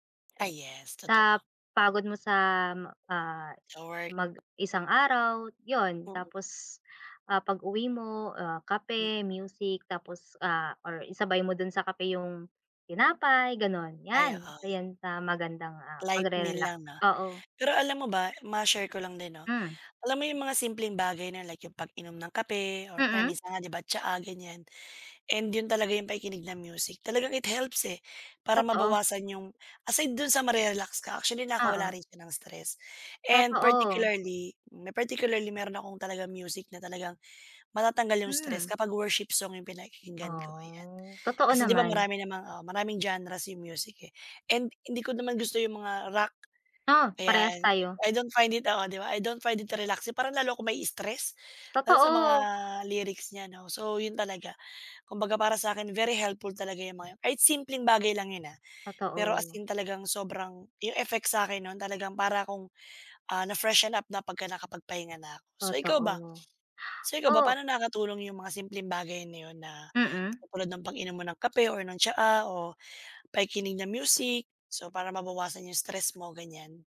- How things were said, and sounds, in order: drawn out: "Oh"; in English: "I don't find it relaxing"
- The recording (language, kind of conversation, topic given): Filipino, unstructured, Ano ang mga simpleng paraan para makapagpahinga at makapagrelaks pagkatapos ng mahirap na araw?